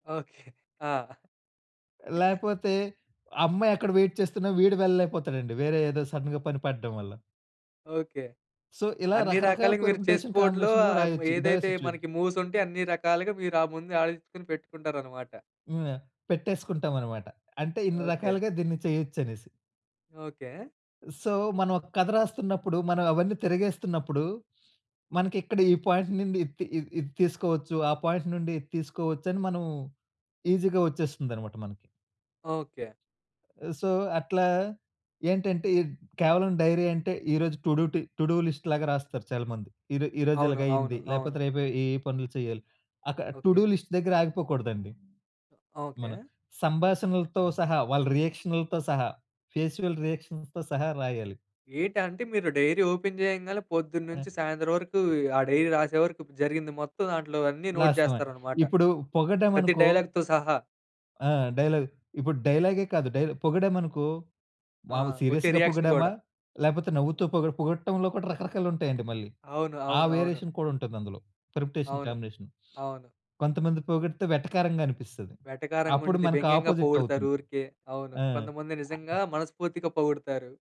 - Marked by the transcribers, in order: laughing while speaking: "ఓకే. ఆ!"; tapping; in English: "వైట్"; in English: "సడెన్‌గా"; in English: "సో"; in English: "చెస్ బోర్డ్‌లో"; in English: "పెర్ముటేషన్ కాంబినేషన్‌లో"; in English: "సిట్యుయే"; in English: "సో"; other background noise; in English: "పాయింట్"; in English: "పాయింట్"; in English: "ఈజీ‌గా"; in English: "సో"; in English: "డైరీ"; in English: "టు డు"; in English: "టు డు లిస్ట్‌లాగా"; in English: "టు డు లిస్ట్"; other noise; in English: "ఫేసియల్ రియాక్షన్‌తో"; in English: "డైరీ ఓపెన్"; in English: "డైరీ"; in English: "లాస్ట్ వన్"; in English: "నోట్"; in English: "డైలాగ్‌తో"; in English: "సీరియస్‌గా"; in English: "రియాక్షన్"; in English: "వేరియేషన్"; in English: "పెర్ముటేషన్ కాంబినేషన్"; in English: "అపోజిట్"
- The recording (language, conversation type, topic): Telugu, podcast, క్రియాత్మక ఆలోచనలు ఆగిపోయినప్పుడు మీరు మళ్లీ సృజనాత్మకతలోకి ఎలా వస్తారు?